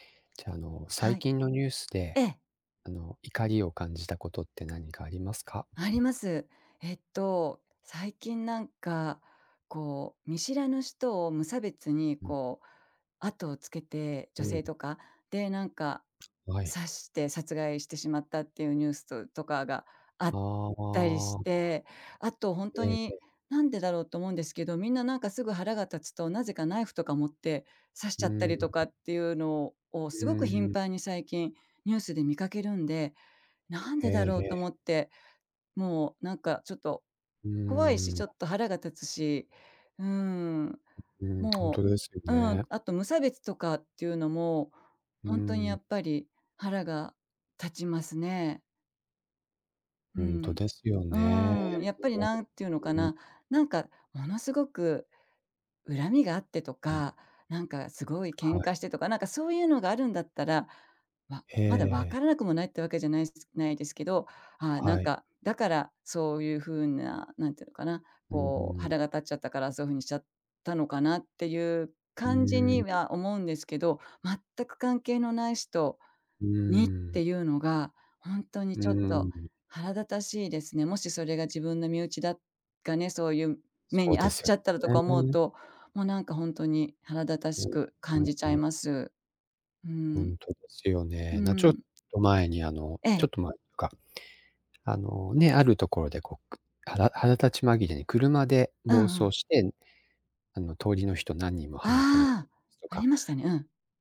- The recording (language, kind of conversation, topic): Japanese, unstructured, 最近のニュースを見て、怒りを感じたことはありますか？
- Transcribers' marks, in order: tapping; other background noise; unintelligible speech